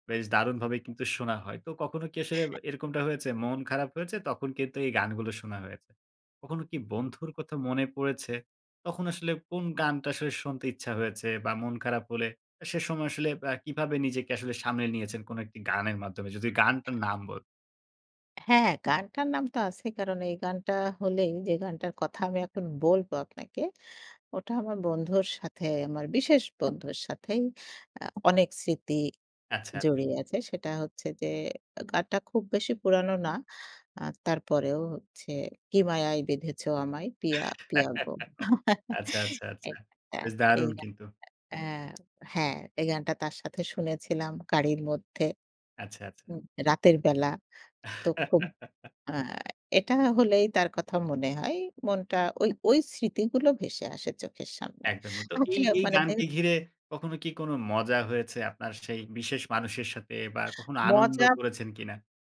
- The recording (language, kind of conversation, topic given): Bengali, podcast, মন খারাপ হলে কোন গানটা শুনলে আপনার মুখে হাসি ফুটে ওঠে?
- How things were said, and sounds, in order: unintelligible speech; other background noise; chuckle; chuckle; tapping; chuckle